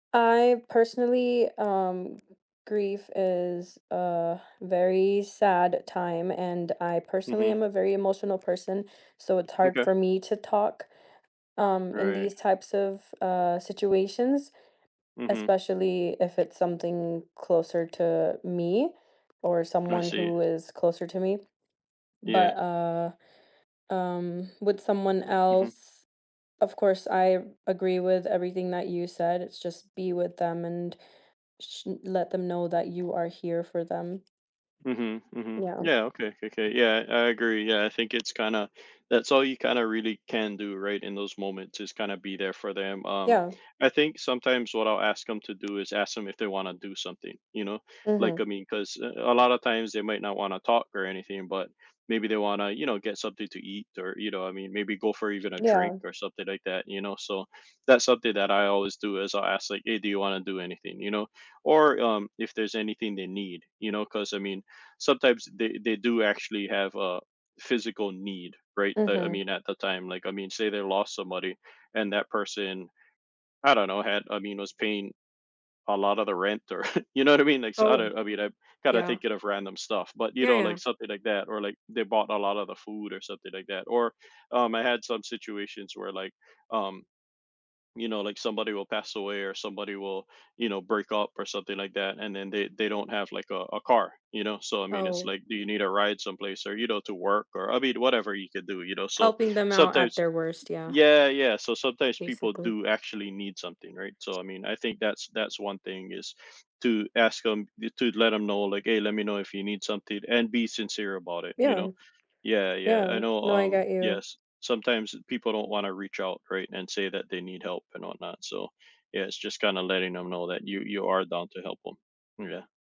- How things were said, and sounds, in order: other background noise; "okay" said as "kokay"; tapping; laughing while speaking: "or"; background speech
- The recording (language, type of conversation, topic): English, unstructured, Why do you think words of comfort matter when someone is grieving?
- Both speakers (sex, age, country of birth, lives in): female, 20-24, India, United States; male, 40-44, United States, United States